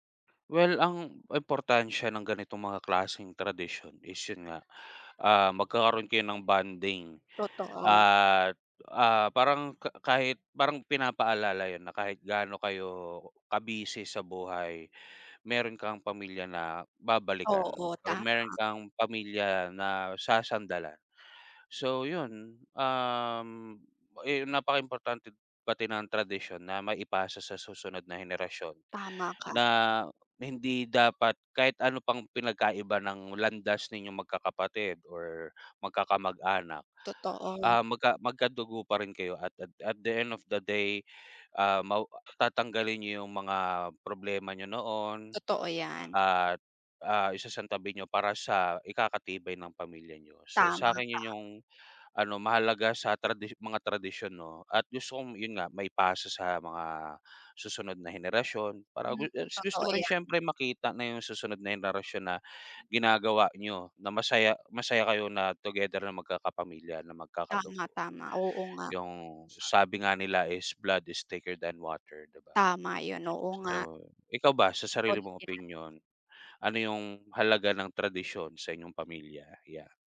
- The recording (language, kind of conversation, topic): Filipino, unstructured, Ano ang paborito mong tradisyon kasama ang pamilya?
- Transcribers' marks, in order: in English: "at at at the end of the day"; in English: "is blood is thicker than water"; unintelligible speech